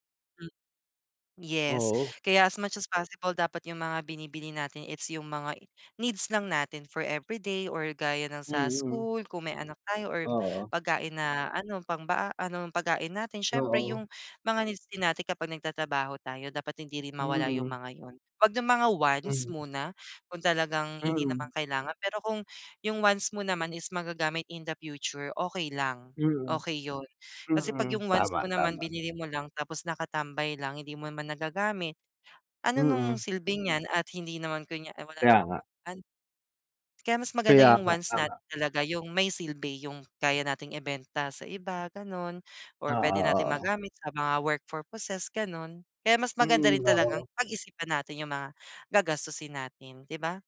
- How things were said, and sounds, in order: none
- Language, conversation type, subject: Filipino, unstructured, Paano mo hinaharap ang mga hindi inaasahang gastusin?